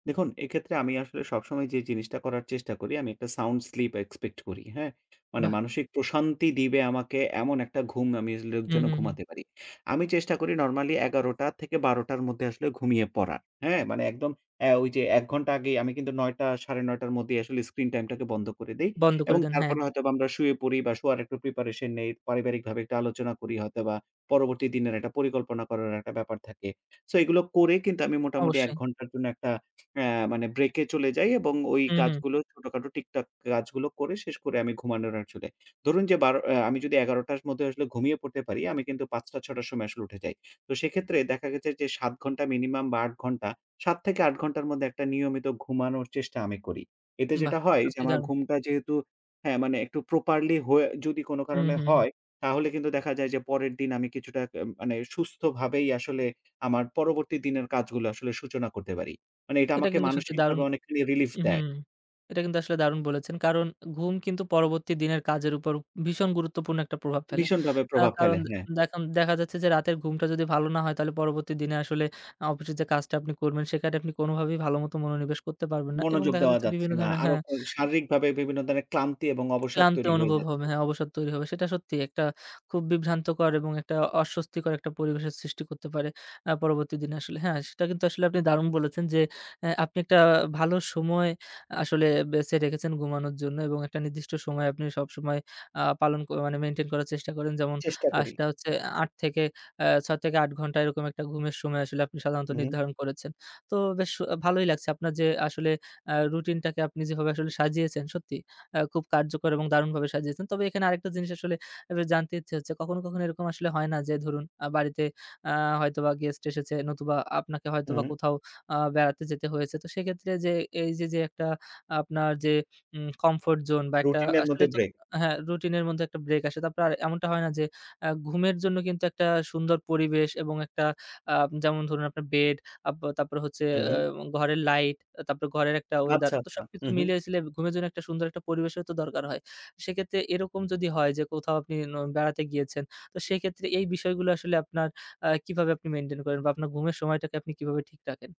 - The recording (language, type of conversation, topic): Bengali, podcast, ঘুমানোর আগে কতটা সময় আপনি ফোন ব্যবহার করেন?
- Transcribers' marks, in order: in English: "sound sleep expect"; other background noise; in English: "as like"; in English: "minimum"; in English: "properly"; in English: "relief"; tapping; in English: "comfort zone"; "তারপর" said as "তাপর"